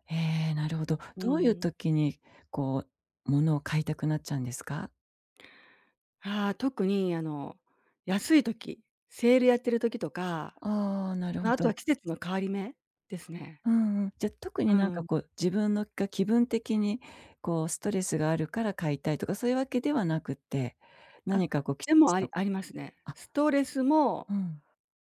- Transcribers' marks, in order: other background noise
- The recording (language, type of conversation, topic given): Japanese, advice, 買い物で一時的な幸福感を求めてしまう衝動買いを減らすにはどうすればいいですか？